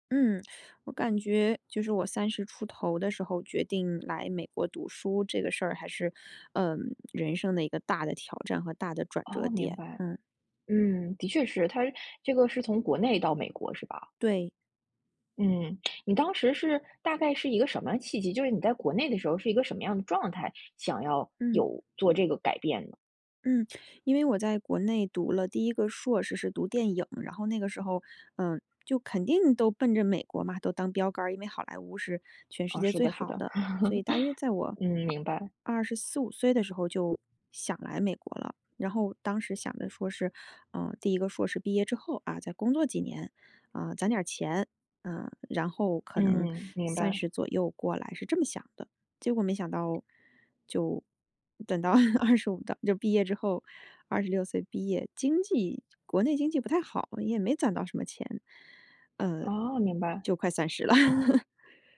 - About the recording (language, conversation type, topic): Chinese, podcast, 你遇到过最大的挑战是什么？
- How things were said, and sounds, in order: chuckle; other background noise; chuckle; chuckle